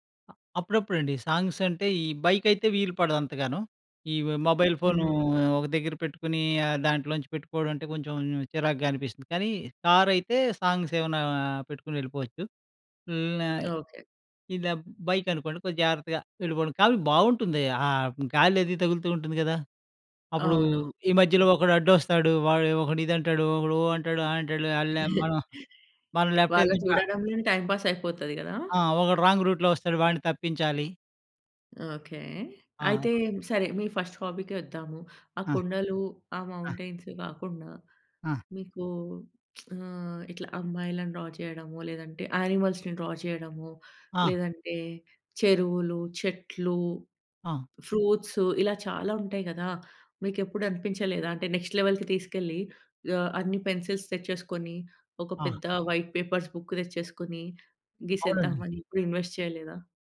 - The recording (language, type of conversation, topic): Telugu, podcast, హాబీని తిరిగి పట్టుకోవడానికి మొదటి చిన్న అడుగు ఏమిటి?
- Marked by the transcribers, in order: in English: "సాంగ్స్"; in English: "బైక్"; in English: "మొబైల్"; in English: "కార్"; in English: "సాంగ్స్"; in English: "బైక్"; chuckle; in English: "లెఫ్ట్"; in English: "టైమ్ పాస్"; in English: "రాంగ్ రూట్‌లో"; in English: "ఫస్ట్ హాబీ‌కే"; in English: "మౌంటైన్స్"; tapping; lip smack; in English: "డ్రా"; in English: "యానిమల్స్‌ని డ్రా"; in English: "నెక్స్ట్ లెవెల్‌కి"; in English: "పెన్సిల్స్"; in English: "వైట్ పేపర్స్ బుక్"; in English: "ఇన్వెస్ట్"